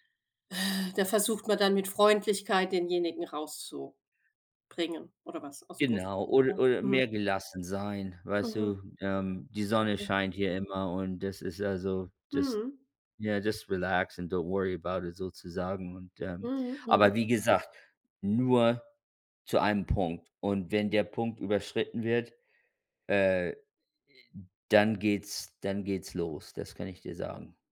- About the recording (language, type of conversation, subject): German, unstructured, Wie gehst du mit Meinungsverschiedenheiten um?
- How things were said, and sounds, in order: laughing while speaking: "relaxed and don't worry about it"; tapping; other noise